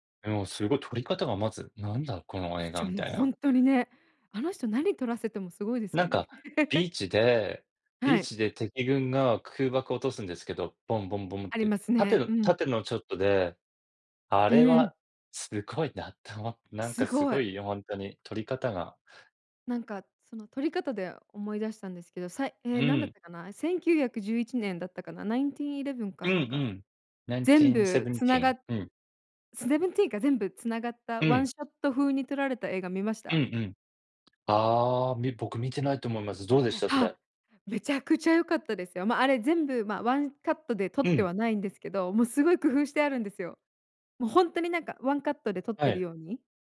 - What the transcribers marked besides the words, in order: chuckle; "ショット" said as "ちょっと"; "セブンティーン" said as "ゼブンティーン"; other background noise
- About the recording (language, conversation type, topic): Japanese, unstructured, 最近観た映画の中で、特に印象に残っている作品は何ですか？